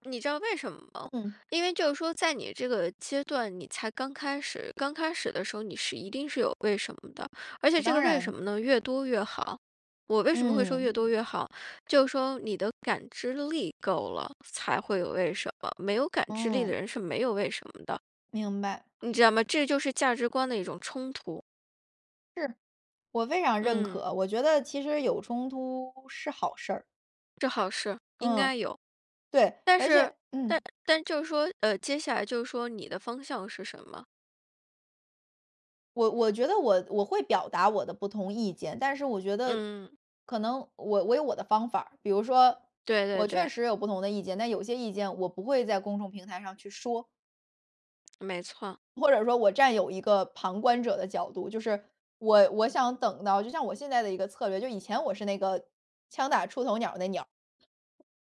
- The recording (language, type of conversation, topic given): Chinese, podcast, 怎么在工作场合表达不同意见而不失礼？
- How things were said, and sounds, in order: other background noise